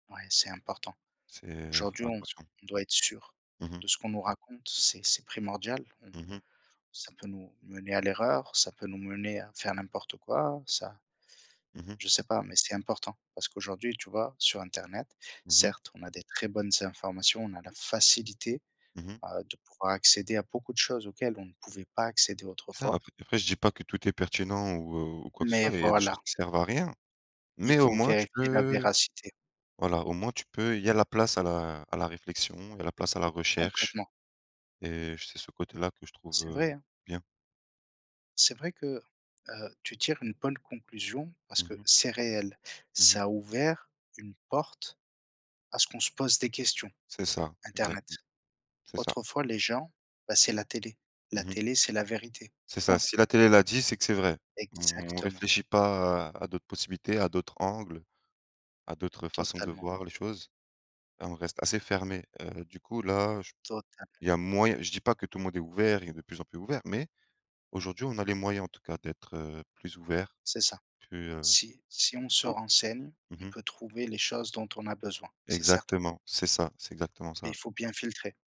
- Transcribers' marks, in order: stressed: "facilité"; tapping; other noise
- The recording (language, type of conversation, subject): French, unstructured, Quel rôle les médias jouent-ils dans la formation de notre opinion ?